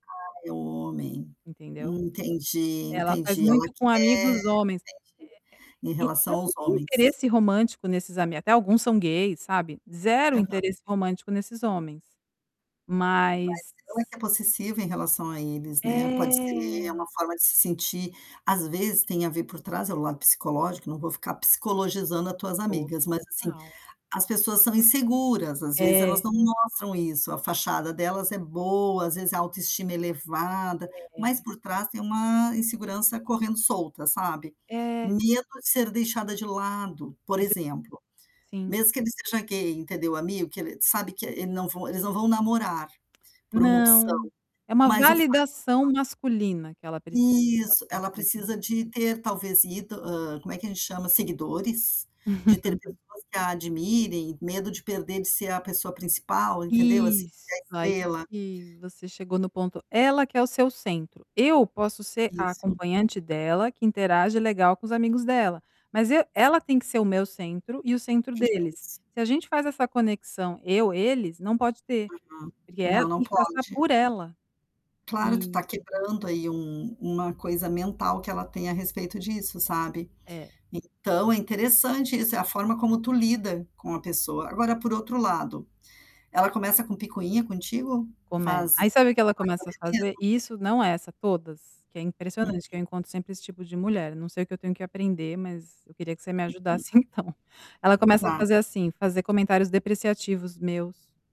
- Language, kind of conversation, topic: Portuguese, advice, Por que eu escolho repetidamente parceiros ou amigos tóxicos?
- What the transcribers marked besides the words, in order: static; distorted speech; other background noise; drawn out: "É!"; tapping; chuckle; in Italian: "Come"; laughing while speaking: "então"